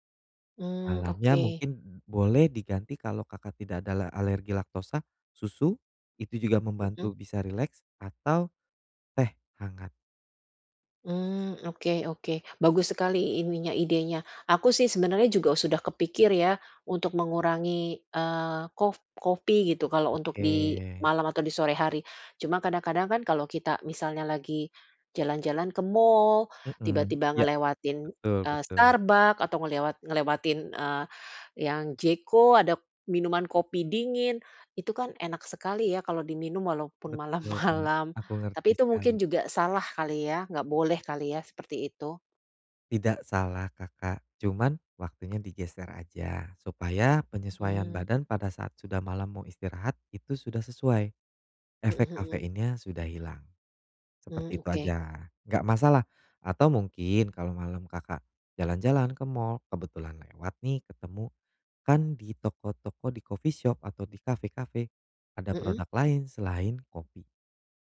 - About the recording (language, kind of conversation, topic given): Indonesian, advice, Bagaimana cara memperbaiki kualitas tidur malam agar saya bisa tidur lebih nyenyak dan bangun lebih segar?
- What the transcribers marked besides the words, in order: laughing while speaking: "malam-malam"; other background noise; in English: "coffee shop"